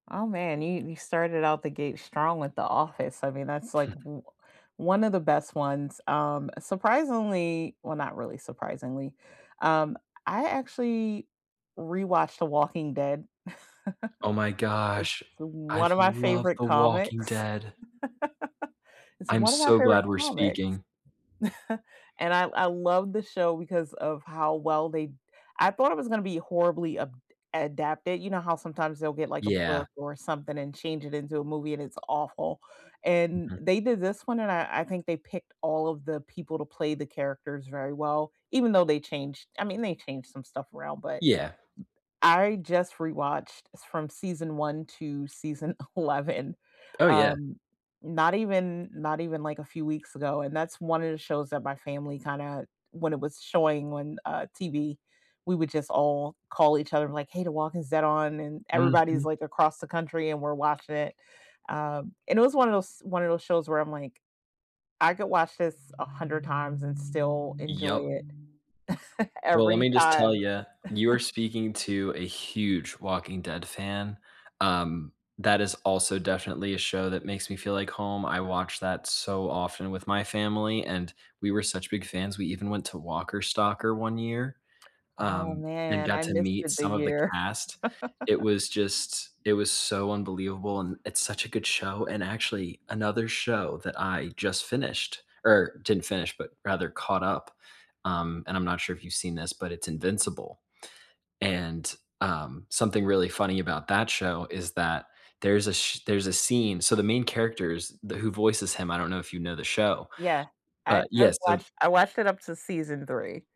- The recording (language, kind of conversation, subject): English, unstructured, Which comfort shows do you keep rewatching, and what makes them feel like home to you?
- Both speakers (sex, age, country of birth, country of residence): female, 40-44, United States, United States; male, 25-29, United States, United States
- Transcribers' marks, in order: chuckle; chuckle; laugh; chuckle; other background noise; tapping; other street noise; chuckle; chuckle